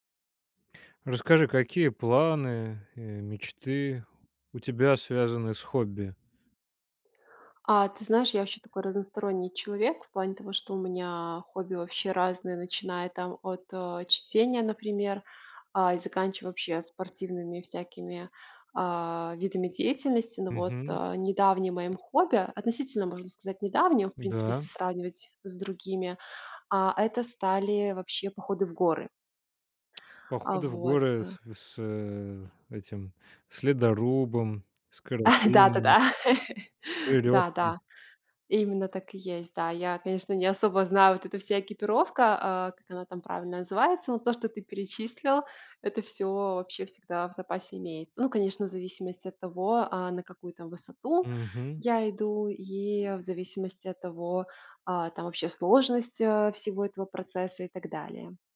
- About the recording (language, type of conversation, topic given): Russian, podcast, Какие планы или мечты у тебя связаны с хобби?
- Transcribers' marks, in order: other background noise; tapping; chuckle; laugh